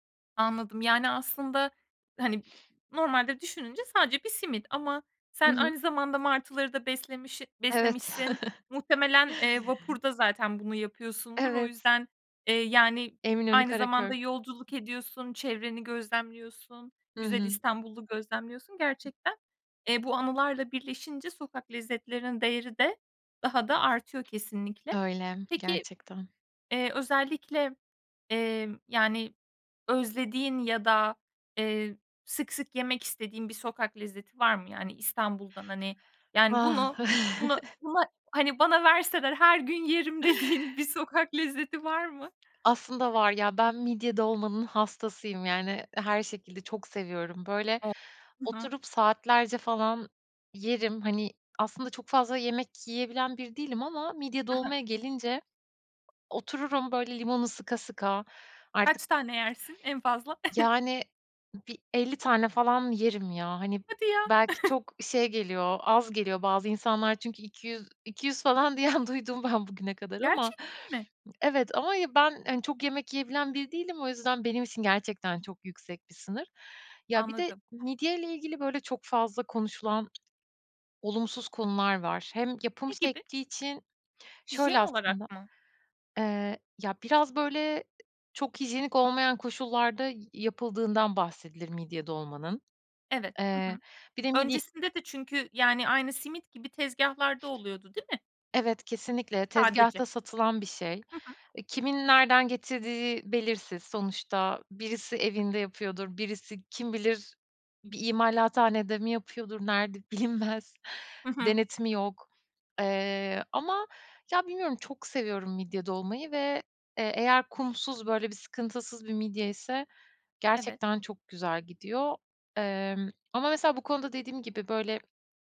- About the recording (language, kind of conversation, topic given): Turkish, podcast, Sokak lezzetleri senin için ne ifade ediyor?
- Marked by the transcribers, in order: other background noise; chuckle; tapping; chuckle; laughing while speaking: "dediğin"; chuckle; chuckle; laughing while speaking: "diyen duydum ben"; surprised: "Gerçekten mi?"; laughing while speaking: "bilinmez"